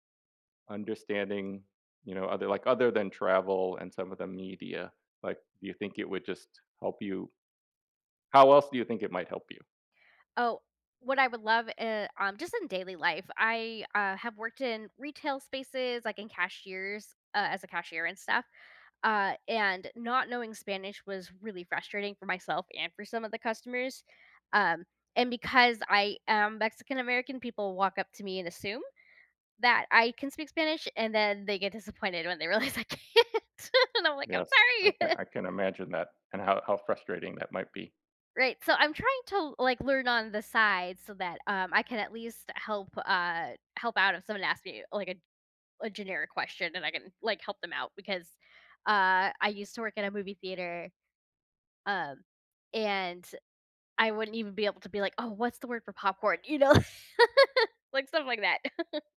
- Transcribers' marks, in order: tapping; laughing while speaking: "realize I can't, and I'm like, I'm sorry"; other background noise; laugh; chuckle
- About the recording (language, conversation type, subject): English, unstructured, What would you do if you could speak every language fluently?
- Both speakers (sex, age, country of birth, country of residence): female, 35-39, United States, United States; male, 55-59, United States, United States